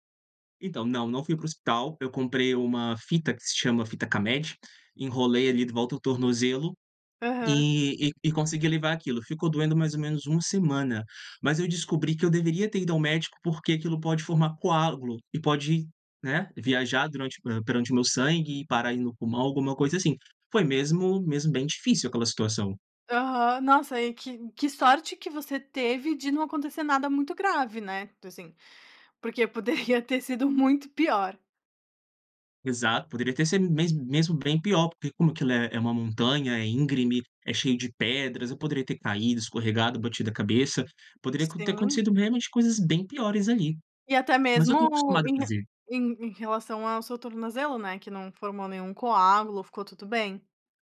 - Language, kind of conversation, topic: Portuguese, podcast, Já passou por alguma surpresa inesperada durante uma trilha?
- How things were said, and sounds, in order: laughing while speaking: "poderia"; tapping